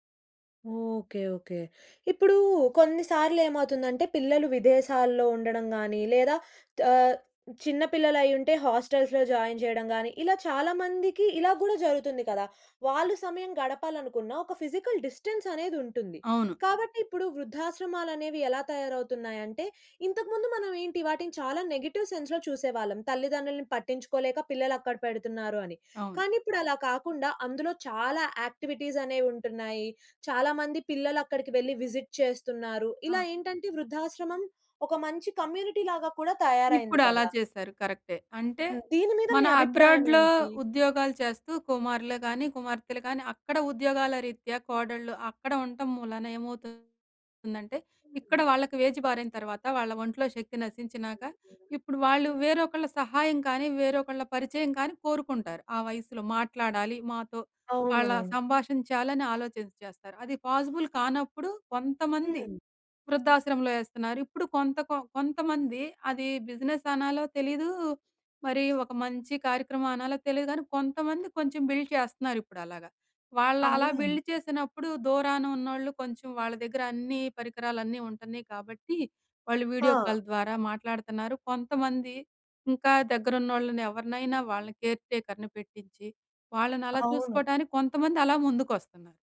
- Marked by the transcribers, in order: in English: "హాస్టల్స్‌లో జాయిన్"; in English: "ఫిజికల్ డిస్టెన్స్"; in English: "నెగెటివ్ సెన్స్‌లో"; in English: "యాక్టివిటీస్"; in English: "విజిట్"; in English: "కమ్యూనిటీలాగా"; in English: "అబ్రాడ్‌లో"; in English: "ఏజ్"; other noise; in English: "పాజిబుల్"; in English: "బిజినెస్"; in English: "బిల్డ్"; in English: "బిల్డ్"; in English: "వీడియో కాల్"; in English: "కేర్ టేకర్‌ని"
- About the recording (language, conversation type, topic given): Telugu, podcast, వృద్ధాప్యంలో ఒంటరిగా ఉన్న పెద్దవారికి మనం ఎలా తోడుగా నిలవాలి?